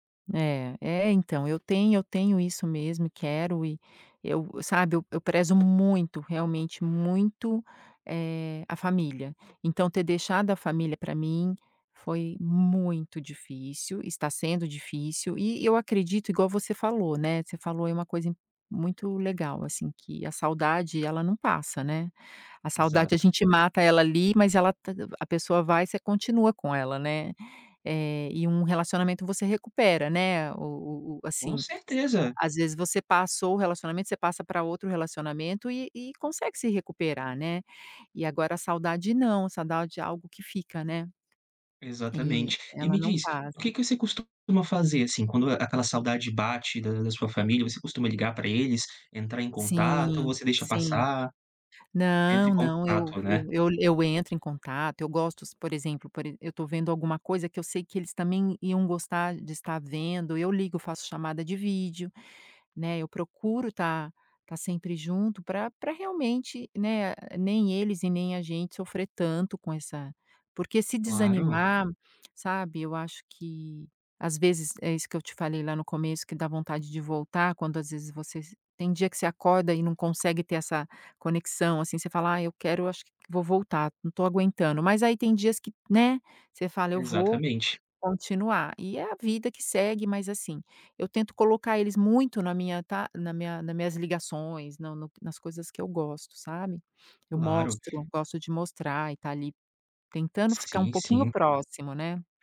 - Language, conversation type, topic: Portuguese, advice, Como lidar com a culpa por deixar a família e os amigos para trás?
- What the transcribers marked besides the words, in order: tapping; other background noise